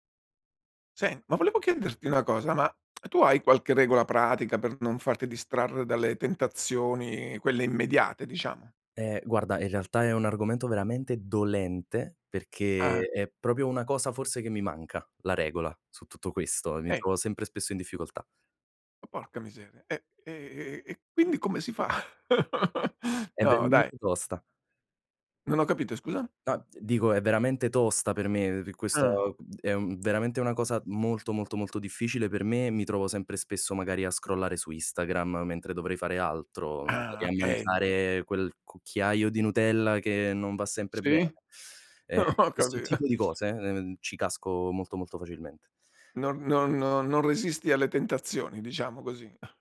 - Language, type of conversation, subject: Italian, podcast, Hai qualche regola pratica per non farti distrarre dalle tentazioni immediate?
- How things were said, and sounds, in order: tongue click; stressed: "dolente"; other background noise; "proprio" said as "propio"; chuckle; tapping; "Instagram" said as "Istagram"; chuckle; teeth sucking; chuckle; scoff